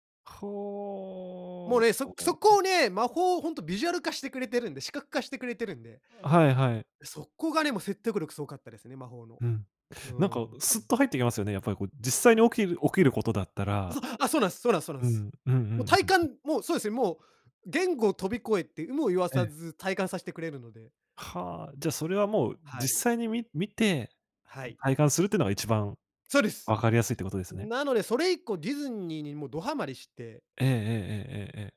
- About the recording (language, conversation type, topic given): Japanese, podcast, 好きなキャラクターの魅力を教えてくれますか？
- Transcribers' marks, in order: other noise; other background noise; tapping